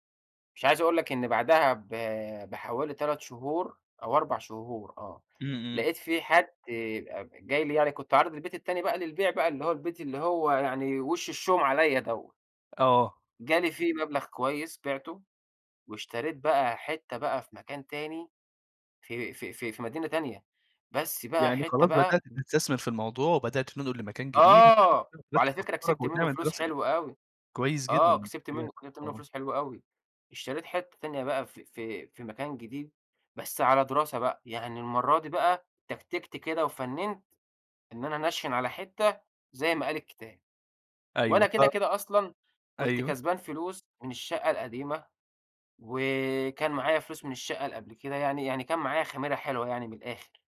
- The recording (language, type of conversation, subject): Arabic, podcast, إيه أهم نصيحة تديها لحد بينقل يعيش في مدينة جديدة؟
- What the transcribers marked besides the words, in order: other noise; unintelligible speech; unintelligible speech; in English: "تكتيكت"; tapping